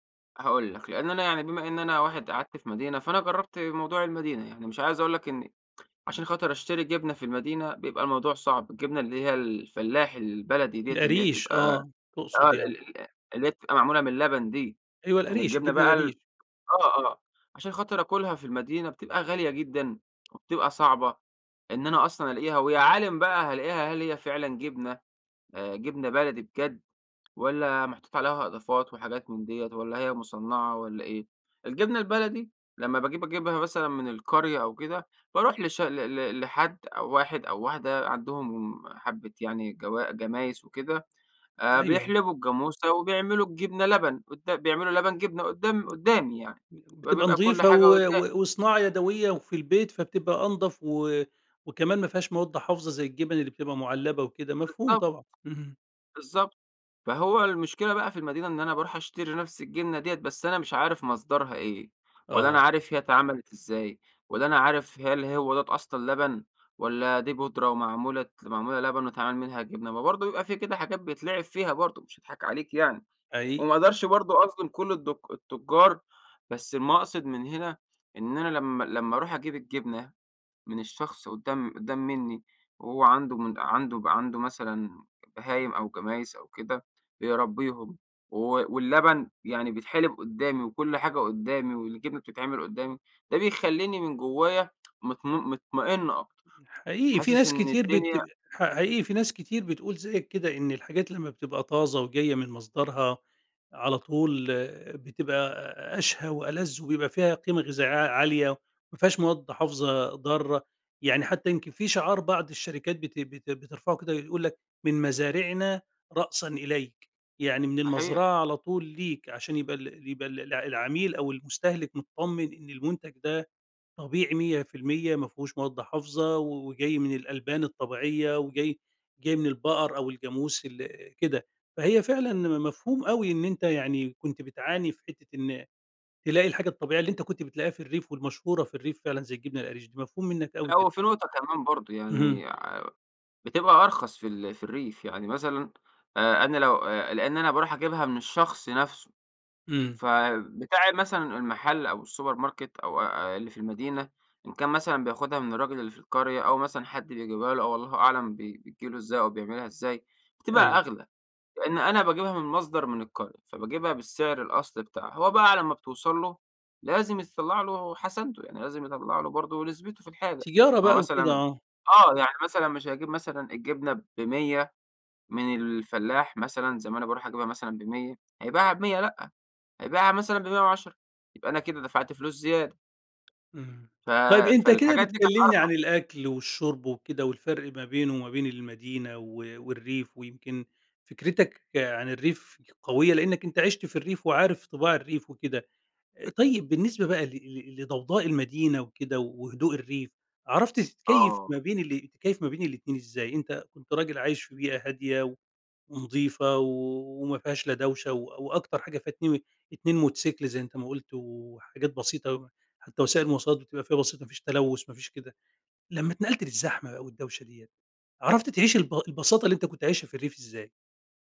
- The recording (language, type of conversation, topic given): Arabic, podcast, إيه رأيك في إنك تعيش ببساطة وسط زحمة المدينة؟
- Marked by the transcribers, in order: tsk; tapping; tsk; unintelligible speech